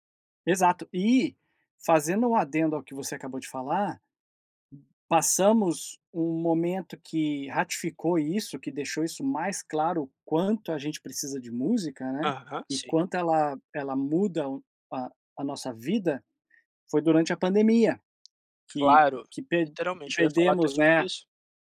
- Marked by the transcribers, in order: other background noise; tapping
- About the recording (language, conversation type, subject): Portuguese, podcast, Me conta uma música que te ajuda a superar um dia ruim?